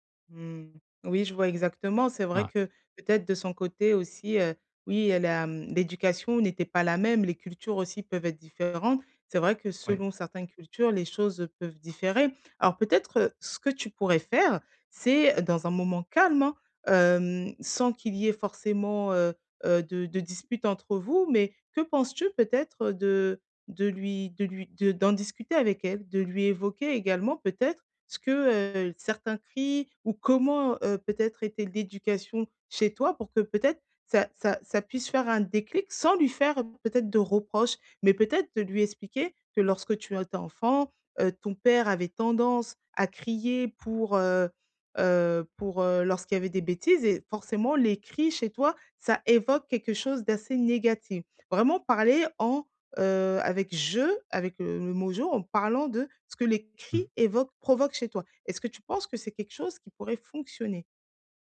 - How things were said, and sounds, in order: none
- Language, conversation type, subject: French, advice, Comment arrêter de m’enfoncer après un petit faux pas ?